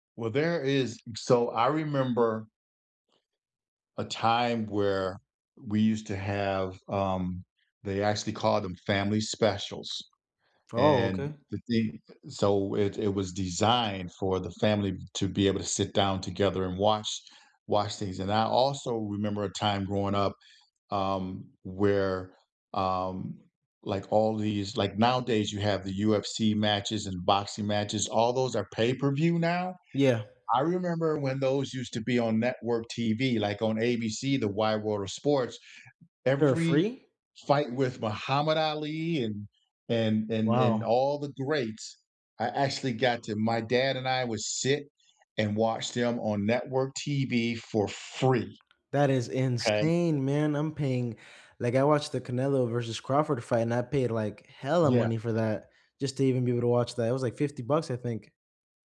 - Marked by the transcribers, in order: tapping
- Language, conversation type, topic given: English, unstructured, Which childhood cartoons still hold up for you as an adult, and what still resonates today?